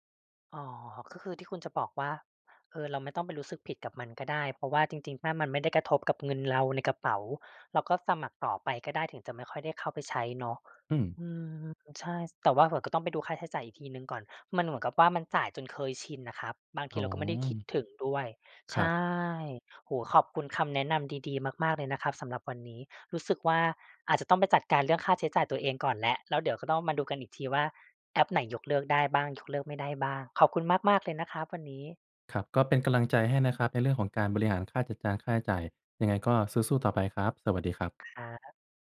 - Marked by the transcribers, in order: none
- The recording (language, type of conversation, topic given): Thai, advice, ฉันสมัครบริการรายเดือนหลายอย่างแต่แทบไม่ได้ใช้ และควรทำอย่างไรกับความรู้สึกผิดเวลาเสียเงิน?